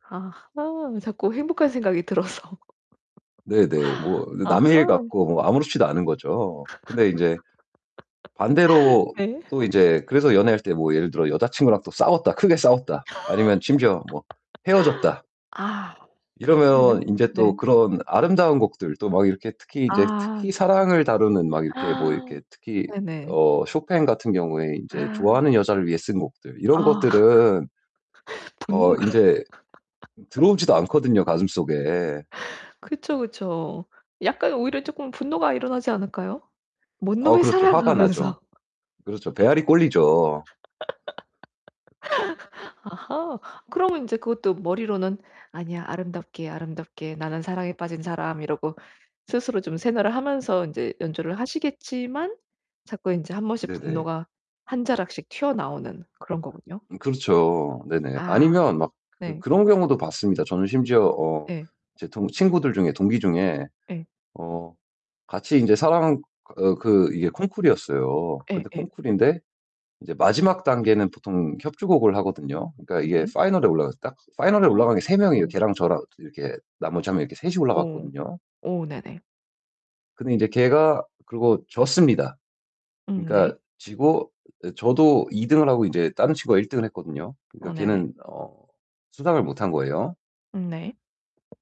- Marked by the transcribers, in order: other background noise; laughing while speaking: "들어서"; laugh; laugh; laugh; tapping; unintelligible speech; gasp; laugh; laughing while speaking: "분노가"; laugh; laughing while speaking: "하면서"; laugh; put-on voice: "파이널에"; put-on voice: "파이널에"; distorted speech
- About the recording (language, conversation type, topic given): Korean, advice, 어떻게 예술을 통해 진정한 나를 표현할 수 있을까요?